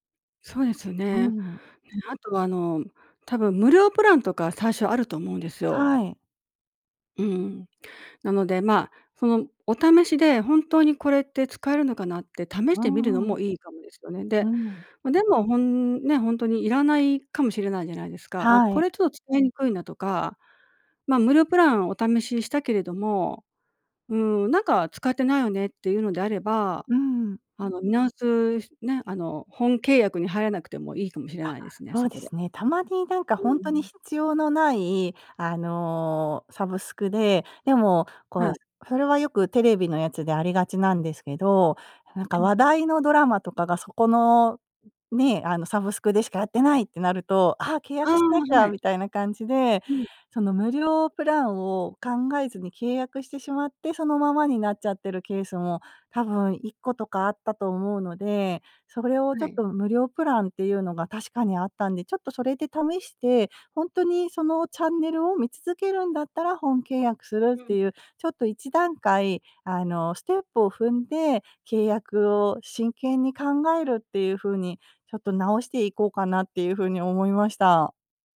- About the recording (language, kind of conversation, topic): Japanese, advice, 毎月の定額サービスの支出が増えているのが気になるのですが、どう見直せばよいですか？
- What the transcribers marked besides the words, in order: tapping; other background noise